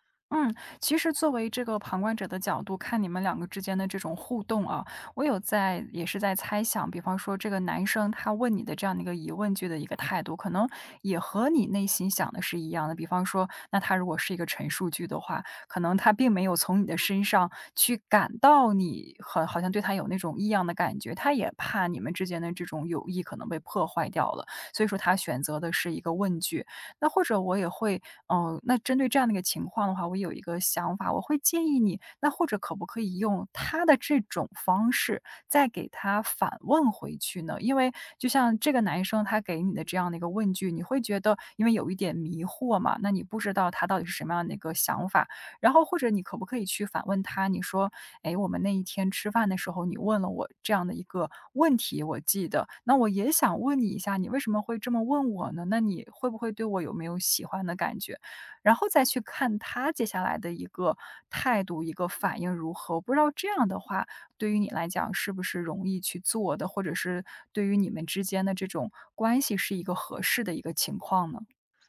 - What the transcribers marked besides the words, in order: none
- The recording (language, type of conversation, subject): Chinese, advice, 我害怕表白会破坏友谊，该怎么办？